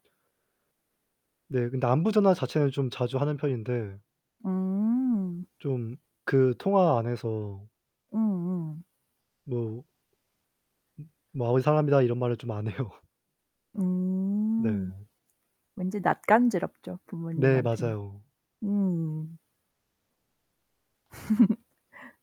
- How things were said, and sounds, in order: other background noise; laughing while speaking: "안 해요"; laugh
- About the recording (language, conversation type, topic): Korean, unstructured, 연애에서 가장 중요한 것은 무엇이라고 생각하세요?